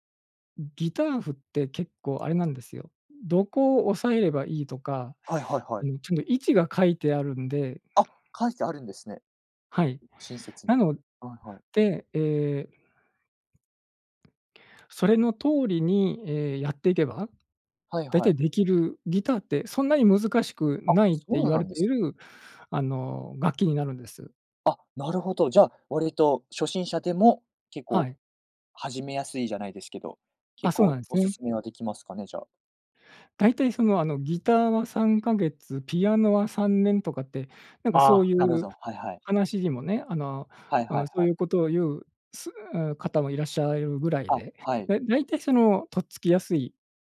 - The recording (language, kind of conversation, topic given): Japanese, podcast, 音楽と出会ったきっかけは何ですか？
- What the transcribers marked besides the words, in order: tapping; other background noise